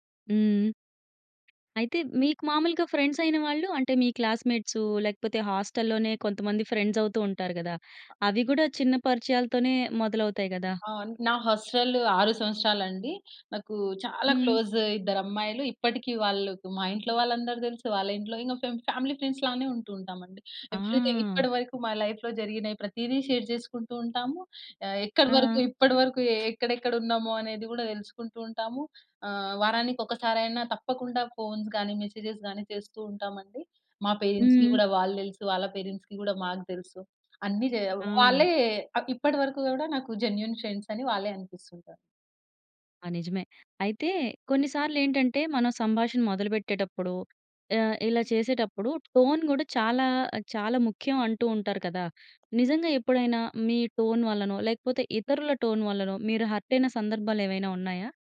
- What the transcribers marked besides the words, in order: in English: "హాస్టల్‌లోనే"; in English: "క్లోజ్"; in English: "ఫ్యామిలీ ఫ్రెండ్స్‌లానే"; other background noise; in English: "లైఫ్‌లో"; in English: "షేర్"; in English: "ఫోన్స్"; in English: "మెసెజెస్"; in English: "పేరెంట్స్‌కి"; in English: "పేరెంట్స్‌కి"; in English: "జెన్యూన్"; in English: "టోన్"; in English: "టోన్"; in English: "టోన్"
- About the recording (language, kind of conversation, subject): Telugu, podcast, చిన్న చిన్న సంభాషణలు ఎంతవరకు సంబంధాలను బలోపేతం చేస్తాయి?